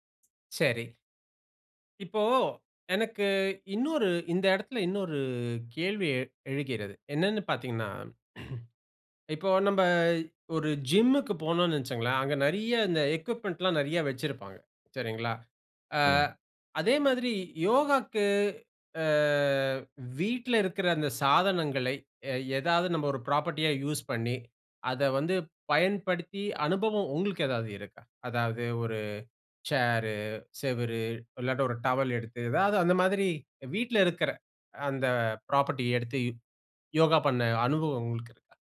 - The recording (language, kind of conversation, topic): Tamil, podcast, சிறிய வீடுகளில் இடத்தைச் சிக்கனமாகப் பயன்படுத்தி யோகா செய்ய என்னென்ன எளிய வழிகள் உள்ளன?
- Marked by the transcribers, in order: throat clearing; in English: "எக்விப்மென்ட்லாம்"; in English: "ஃப்ராப்பர்ட்டியா யூஸ்"; in English: "ஃப்ராப்பர்ட்டி"